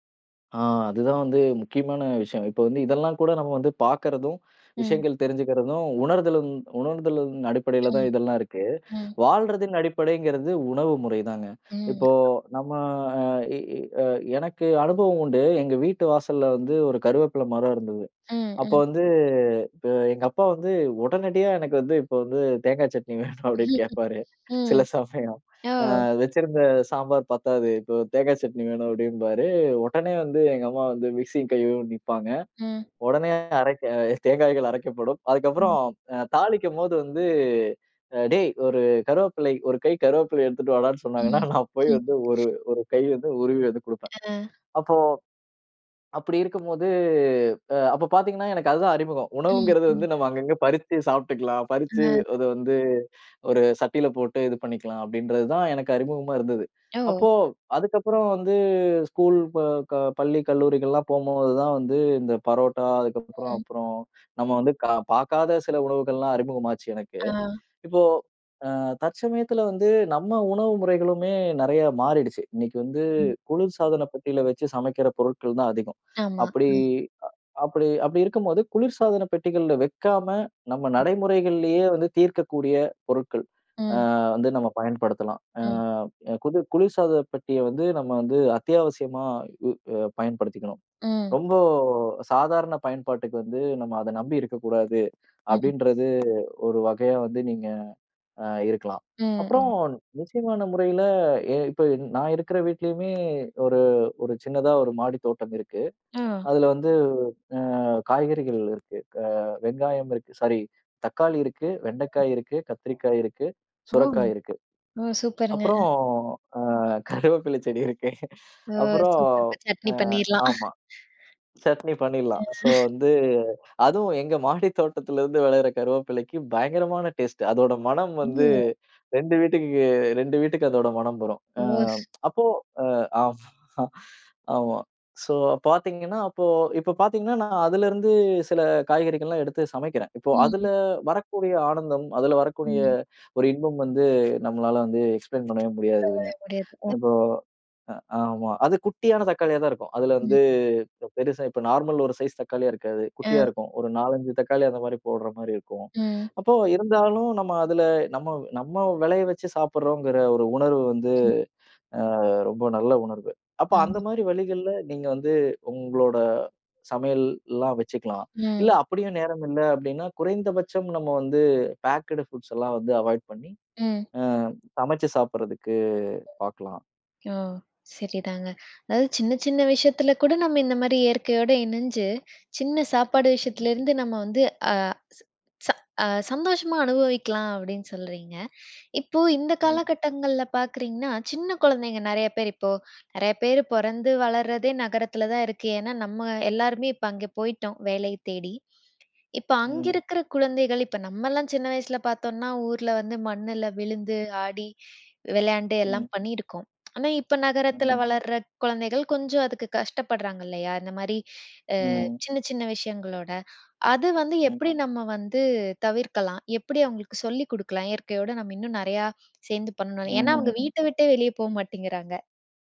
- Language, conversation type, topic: Tamil, podcast, நகரில் இருந்தாலும் இயற்கையுடன் எளிமையாக நெருக்கத்தை எப்படி ஏற்படுத்திக் கொள்ளலாம்?
- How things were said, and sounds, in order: other background noise; laughing while speaking: "தேங்காய் சட்னி வேணும். அப்படின்னு கேட்பாரு … உருவி வந்து குடுப்பேன்"; put-on voice: "டேய் ஒரு கருவேப்பிலை"; laughing while speaking: "உணவுங்கிறது வந்து நம்ம அங்கங்க பறிச்சு … எனக்கு அறிமுகமா இருந்தது"; drawn out: "அ"; unintelligible speech; laughing while speaking: "கருவேப்பில செடி இருக்கு. அப்புறம் அ … அ ஆமா, ஆமா"; chuckle; unintelligible speech; in English: "எக்ஸ்பிளைன்"; unintelligible speech; unintelligible speech; in English: "பேக்டு ஃபுட்ஸ்"; in English: "அவாயிட்"; tapping; unintelligible speech; unintelligible speech